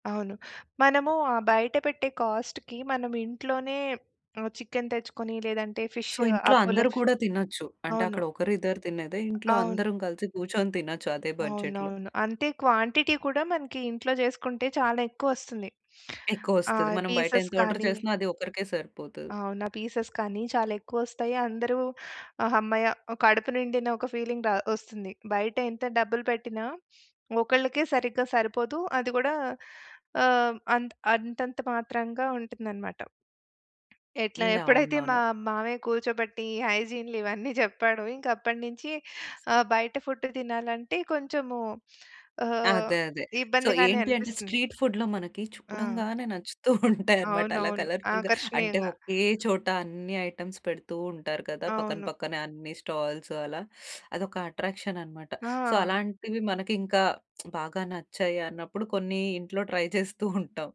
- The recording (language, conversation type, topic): Telugu, podcast, బజార్లో లభించని పదార్థాలు ఉంటే వాటికి మీరు సాధారణంగా ఏ విధంగా ప్రత్యామ్నాయం ఎంచుకుని వంటలో మార్పులు చేస్తారు?
- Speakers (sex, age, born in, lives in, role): female, 30-34, India, India, host; female, 40-44, India, India, guest
- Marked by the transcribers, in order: in English: "కాస్ట్‌కి"; in English: "సో"; other background noise; in English: "బడ్జెట్‌లో"; in English: "క్వాంటిటీ"; in English: "పీసెస్"; in English: "ఆర్డర్"; in English: "పీసెస్"; in English: "ఫీలింగ్"; giggle; in English: "ఫుడ్"; in English: "సో"; in English: "స్ట్రీట్ ఫుడ్‌లో"; laughing while speaking: "నచ్చుతూ ఉంటాయన్నమాట"; in English: "కలర్‌ఫుల్‌గా"; in English: "ఐటెమ్స్"; in English: "స్టాల్స్"; in English: "అట్రాక్షన్"; in English: "సో"; lip smack; giggle; in English: "ట్రై"